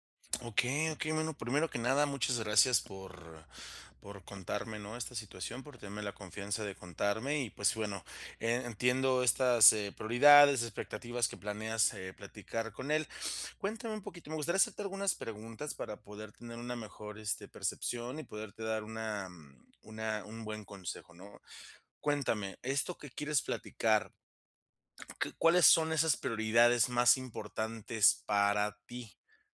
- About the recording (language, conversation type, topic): Spanish, advice, ¿Cómo podemos hablar de nuestras prioridades y expectativas en la relación?
- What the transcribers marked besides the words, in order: tapping